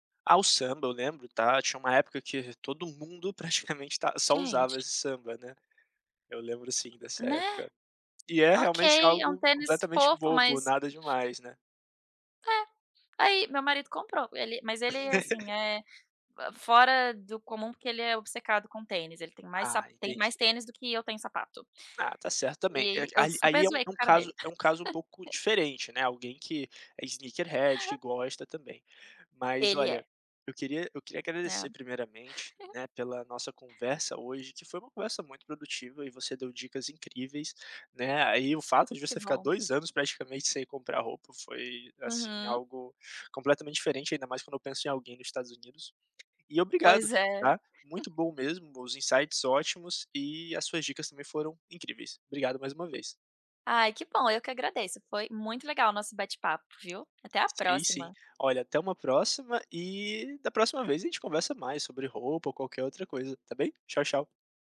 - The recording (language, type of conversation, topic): Portuguese, podcast, Já teve alguma peça de roupa que transformou a sua autoestima?
- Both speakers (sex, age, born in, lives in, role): female, 30-34, Brazil, United States, guest; male, 25-29, Brazil, Portugal, host
- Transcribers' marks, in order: tapping; laugh; in English: "sneaker head"; chuckle; chuckle; in English: "insights"